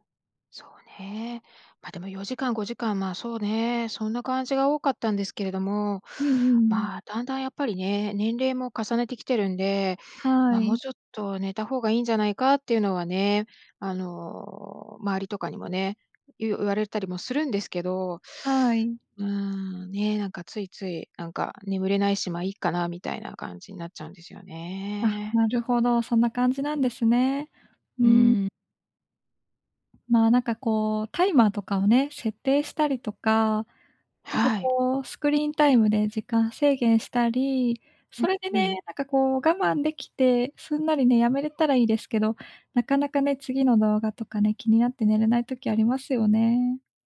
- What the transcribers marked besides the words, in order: other noise
- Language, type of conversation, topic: Japanese, advice, 安らかな眠りを優先したいのですが、夜の習慣との葛藤をどう解消すればよいですか？